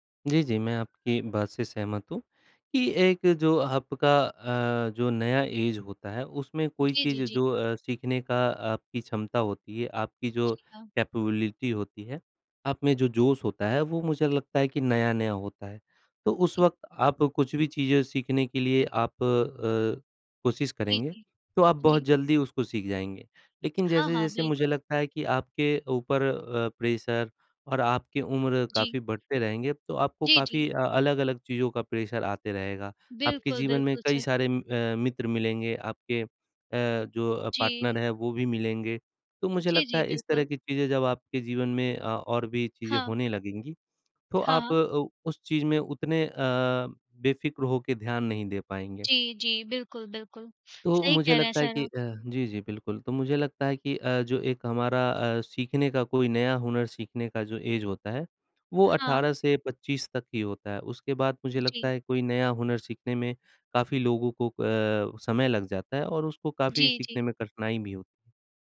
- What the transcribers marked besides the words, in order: in English: "एज़"; in English: "कैपेबिलिटी"; in English: "प्रेशर"; in English: "प्रेशर"; in English: "पार्टनर"; in English: "एज़"
- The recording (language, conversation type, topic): Hindi, unstructured, क्या आपने कभी कोई नया हुनर सीखने की कोशिश की है?